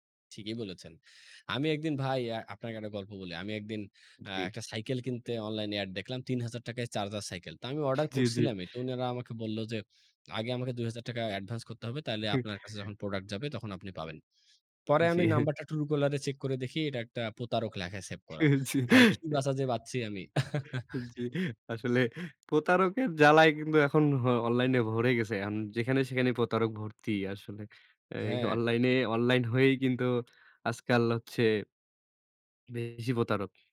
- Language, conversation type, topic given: Bengali, unstructured, আপনি কি মনে করেন দরদাম করার সময় মানুষ প্রায়ই অসৎ হয়ে পড়ে?
- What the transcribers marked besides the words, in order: other background noise; laughing while speaking: "জি"; chuckle; chuckle